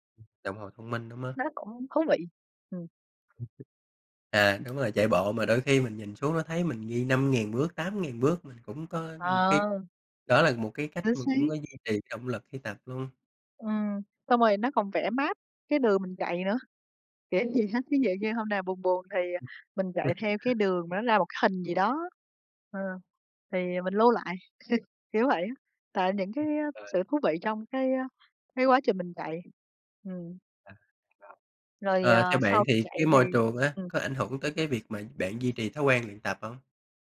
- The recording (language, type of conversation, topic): Vietnamese, unstructured, Bạn có thể chia sẻ cách bạn duy trì động lực khi tập luyện không?
- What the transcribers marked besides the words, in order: other background noise; tapping; in English: "map"; chuckle; chuckle; unintelligible speech